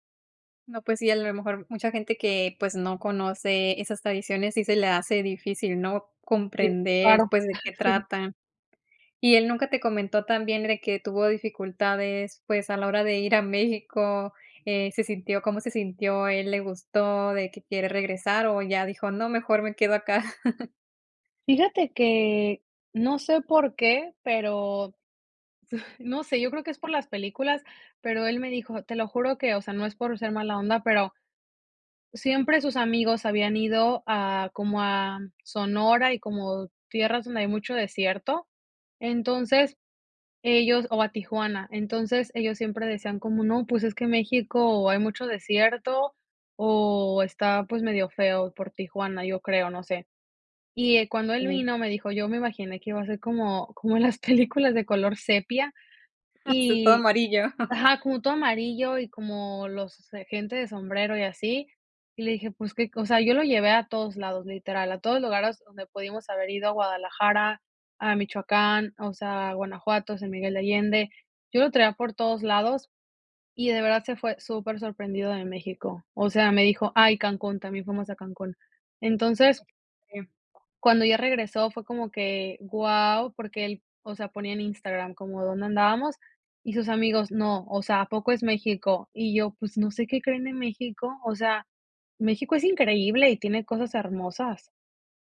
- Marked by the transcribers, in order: chuckle; laugh; chuckle; laughing while speaking: "como las películas de color sepia"; laughing while speaking: "Sí, todo amarillo"; other background noise
- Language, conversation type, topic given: Spanish, podcast, ¿cómo saliste de tu zona de confort?